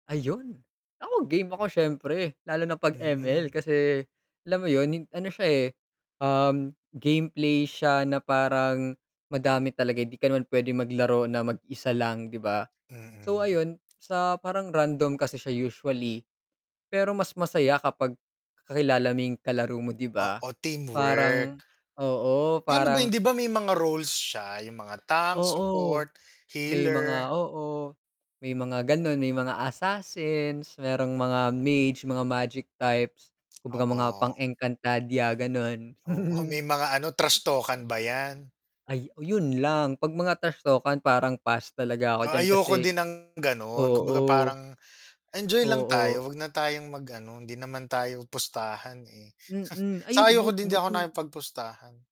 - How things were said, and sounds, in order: distorted speech; in English: "tank support, healer"; in English: "assassins"; in English: "mage"; in English: "magic types"; chuckle; snort
- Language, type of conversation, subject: Filipino, unstructured, Paano mo nahikayat ang iba na subukan ang paborito mong libangan?